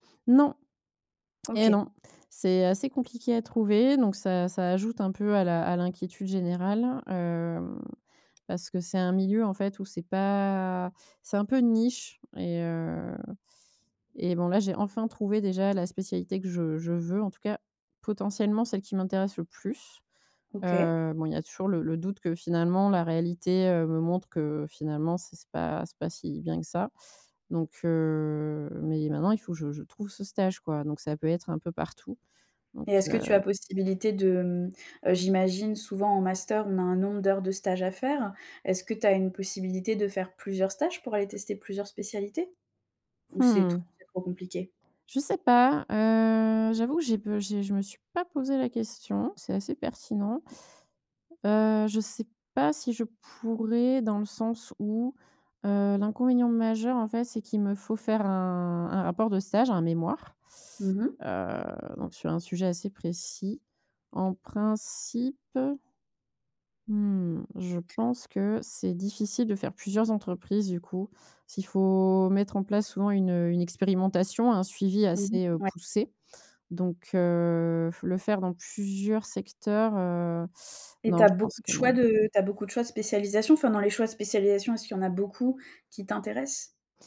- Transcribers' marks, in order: tapping
- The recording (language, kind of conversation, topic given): French, advice, Comment accepter et gérer l’incertitude dans ma vie alors que tout change si vite ?